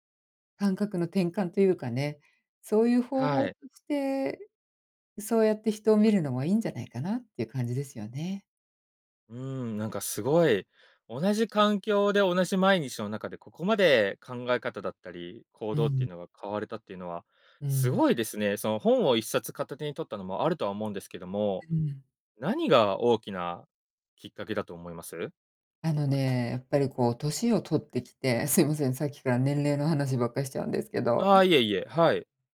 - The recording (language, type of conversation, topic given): Japanese, podcast, 都会の公園でもできるマインドフルネスはありますか？
- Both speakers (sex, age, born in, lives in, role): female, 50-54, Japan, United States, guest; male, 25-29, Japan, Japan, host
- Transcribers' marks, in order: other background noise; joyful: "すごいですね"